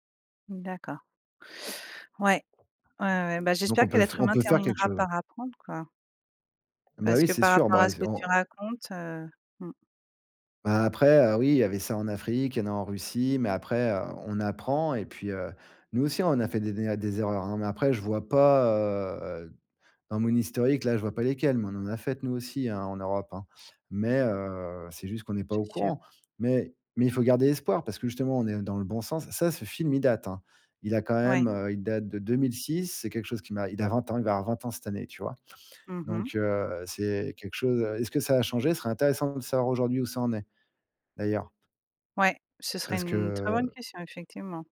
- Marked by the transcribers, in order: other background noise; tapping; drawn out: "heu"; drawn out: "heu"; stressed: "date"; drawn out: "une"; drawn out: "que"
- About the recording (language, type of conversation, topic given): French, podcast, Quel film t’a vraiment marqué ces derniers temps ?